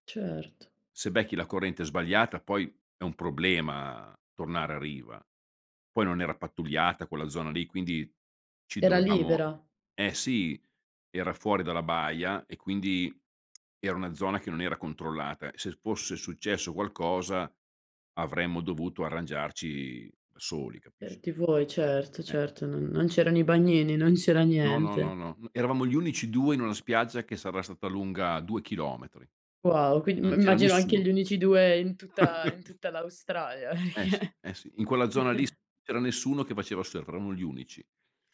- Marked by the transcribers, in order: tapping; other background noise; chuckle; laughing while speaking: "perché"; chuckle; "eravamo" said as "eramo"
- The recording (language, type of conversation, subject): Italian, podcast, Che impressione ti fanno gli oceani quando li vedi?